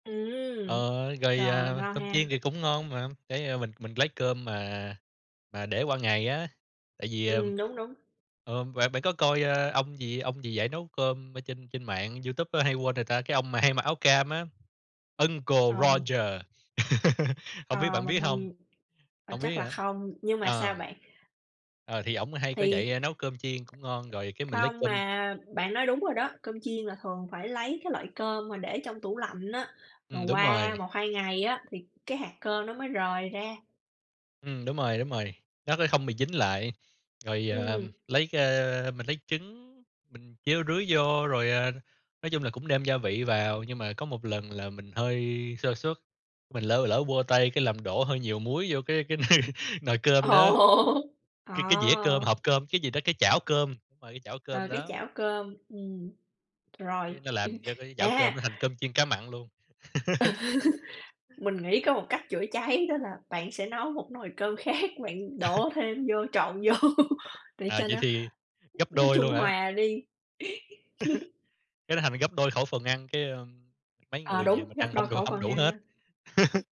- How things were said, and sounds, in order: tapping; other background noise; laugh; chuckle; laughing while speaking: "Ồ!"; chuckle; laugh; chuckle; laughing while speaking: "khác"; laughing while speaking: "vô"; chuckle; chuckle
- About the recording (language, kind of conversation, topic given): Vietnamese, unstructured, Bạn đã từng mắc lỗi khi nấu ăn và học được điều gì từ những lần đó?